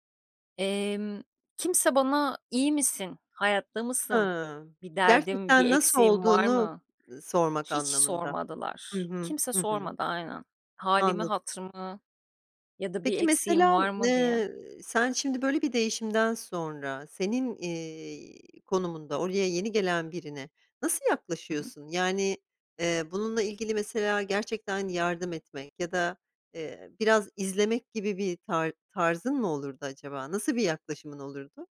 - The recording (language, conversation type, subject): Turkish, podcast, Göç deneyimi kimliğini nasıl etkiledi?
- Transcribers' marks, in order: other background noise